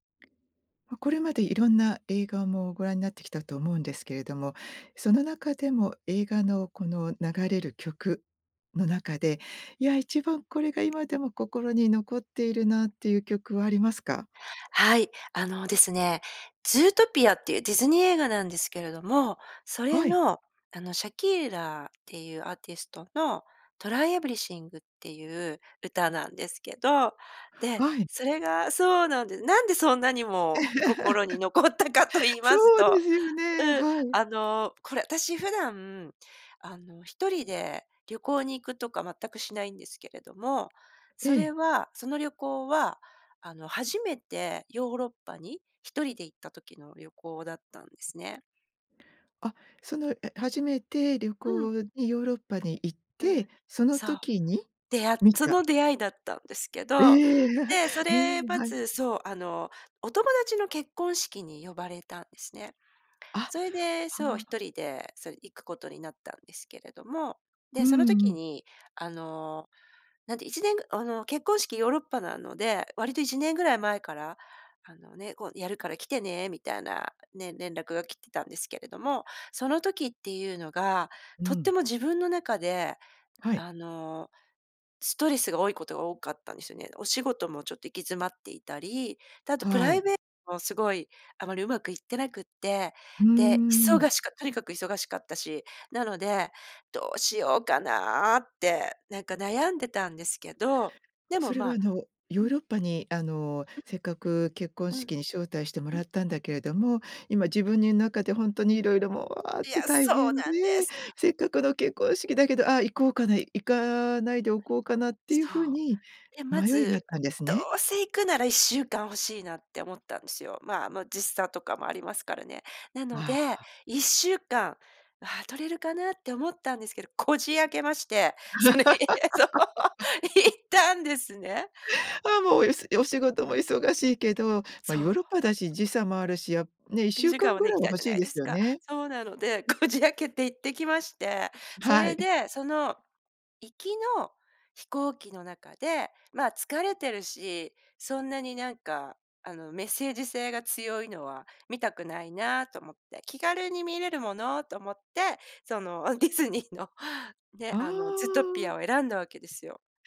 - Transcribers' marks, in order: other background noise; laugh; laughing while speaking: "残ったかと言いますと"; laugh; other noise; laugh; laughing while speaking: "それそう行ったんですね"; laughing while speaking: "こじ開けて行ってきまして"; laughing while speaking: "ディズニーの"
- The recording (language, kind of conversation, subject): Japanese, podcast, 映画のサウンドトラックで心に残る曲はどれですか？